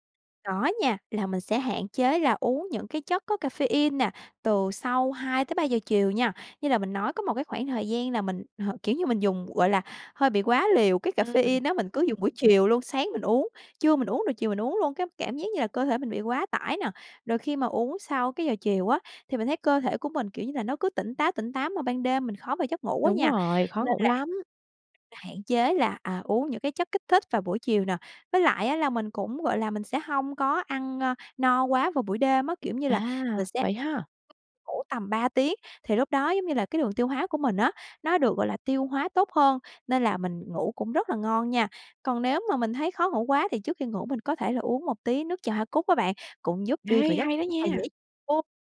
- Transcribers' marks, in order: in English: "caffeine"; in English: "caffeine"; tapping
- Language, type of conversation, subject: Vietnamese, podcast, Thói quen ngủ ảnh hưởng thế nào đến mức stress của bạn?